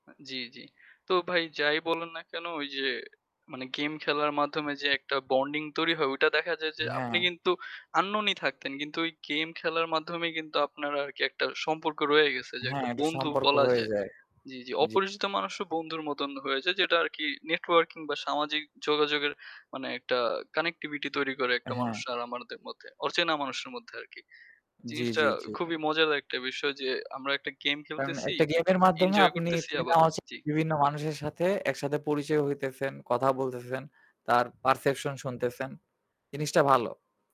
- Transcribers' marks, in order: distorted speech; other background noise; static; "আমাদের" said as "আমারদের"; "এনজয়" said as "ইনজয়"; in English: "পারসেপশন"
- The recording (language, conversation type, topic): Bengali, unstructured, মোবাইল গেম আর পিসি গেমের মধ্যে কোনটি আপনার কাছে বেশি উপভোগ্য?